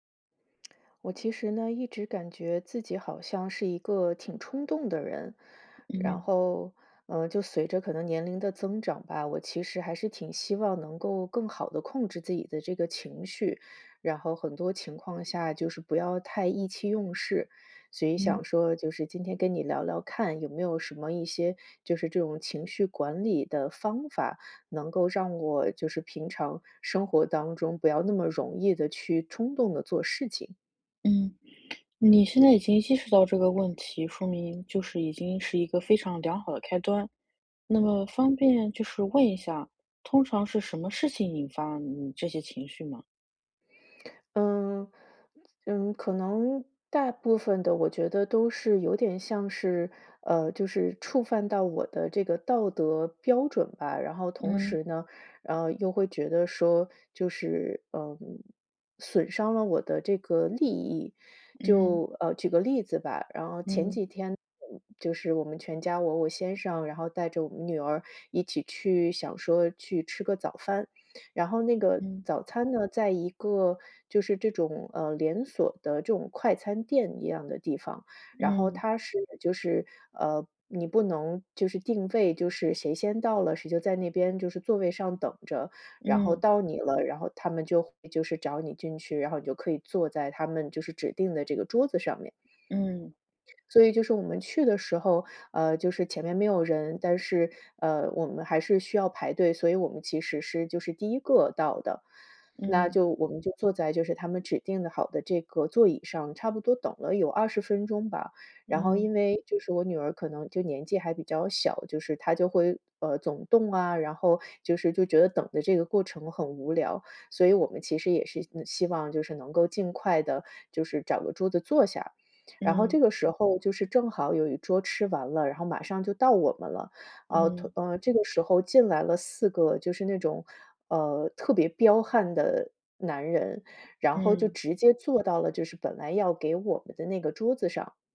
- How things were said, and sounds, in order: other background noise; tsk
- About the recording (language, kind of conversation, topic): Chinese, advice, 我怎样才能更好地控制冲动和情绪反应？